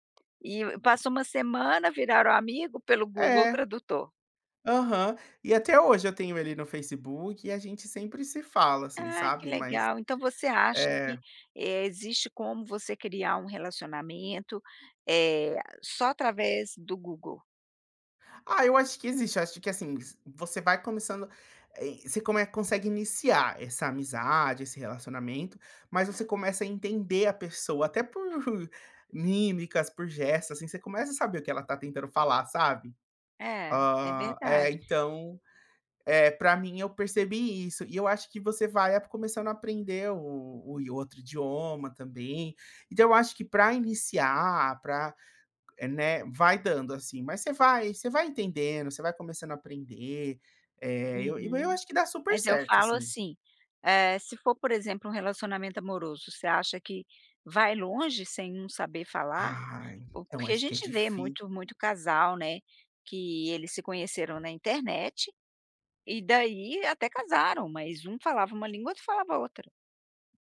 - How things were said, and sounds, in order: tapping; other background noise; chuckle
- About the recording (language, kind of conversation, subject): Portuguese, podcast, Como foi conversar com alguém sem falar a mesma língua?